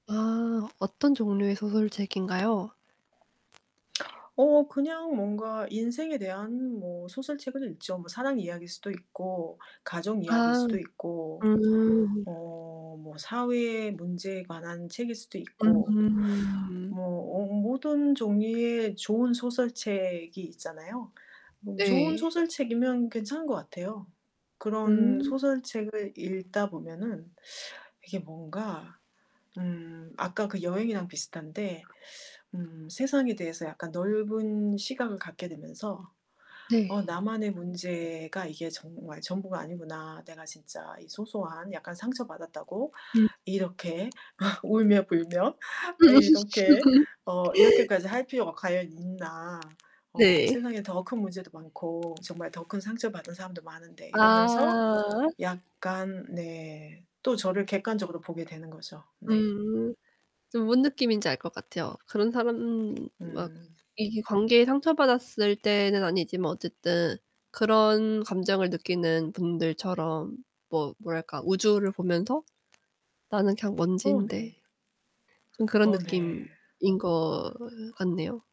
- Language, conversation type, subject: Korean, podcast, 관계에서 상처를 받았을 때는 어떻게 회복하시나요?
- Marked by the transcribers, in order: distorted speech; tapping; other background noise; laugh; gasp